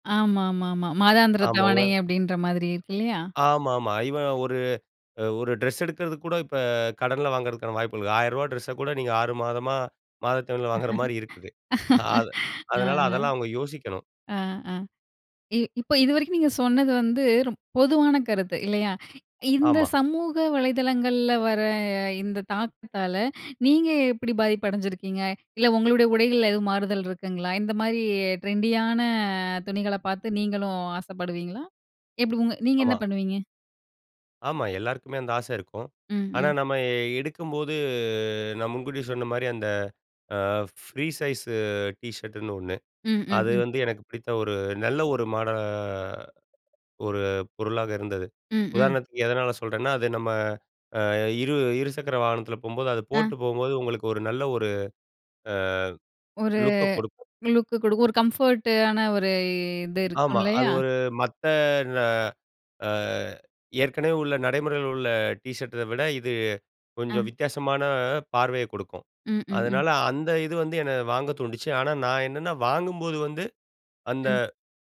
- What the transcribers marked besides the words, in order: laughing while speaking: "ம். ஆ, ஆ, ஆ, ஆ"; in English: "ட்ரெண்டியான"; drawn out: "எடுக்கும்போது"; in English: "ஃப்ரீ சைஸ்"; drawn out: "மாட"; in English: "கம்ஃபர்ட்"; drawn out: "ஒரு"
- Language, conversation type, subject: Tamil, podcast, சமூக ஊடகம் உங்கள் உடைத் தேர்வையும் உடை அணியும் முறையையும் மாற்ற வேண்டிய அவசியத்தை எப்படி உருவாக்குகிறது?